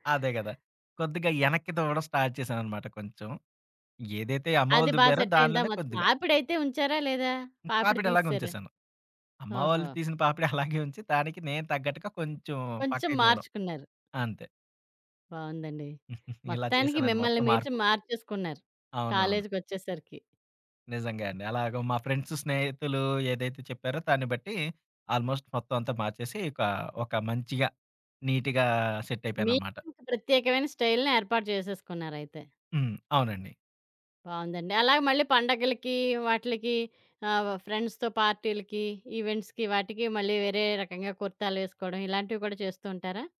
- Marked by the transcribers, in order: in English: "స్టార్ట్"; in English: "సెట్"; laughing while speaking: "అలాగే"; giggle; tapping; in English: "ఫ్రెండ్స్"; in English: "ఆల్మోస్ట్"; in English: "నీట్‌గా సెట్"; in English: "స్టైల్‌ని"; in English: "ఫ్రెండ్స్‌తో పార్టీలకి, ఈవెంట్స్‌కి"
- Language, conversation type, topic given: Telugu, podcast, జీవితంలో వచ్చిన పెద్ద మార్పు నీ జీవనశైలి మీద ఎలా ప్రభావం చూపింది?